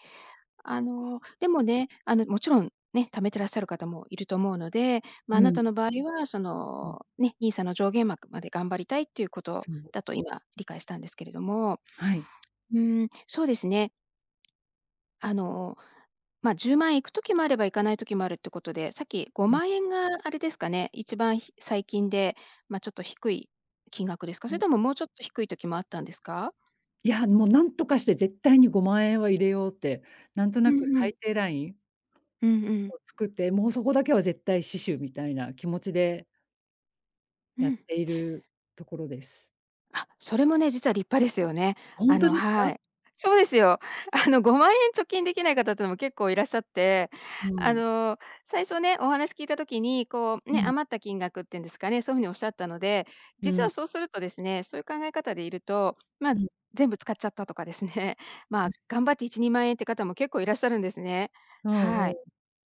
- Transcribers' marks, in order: unintelligible speech; "上限額" said as "じょうげんまく"; tapping; laughing while speaking: "そうですよ。あの"
- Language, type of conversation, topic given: Japanese, advice, 毎月決まった額を貯金する習慣を作れないのですが、どうすれば続けられますか？